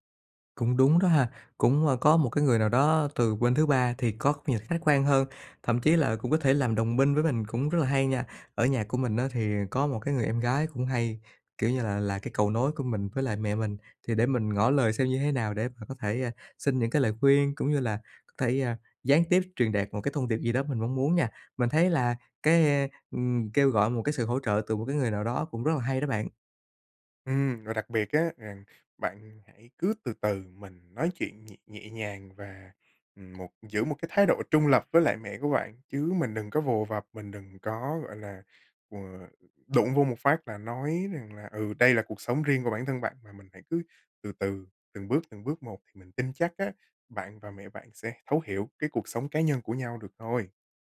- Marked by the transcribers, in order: tapping
- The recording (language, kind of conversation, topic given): Vietnamese, advice, Làm sao tôi có thể đặt ranh giới với người thân mà không gây xung đột?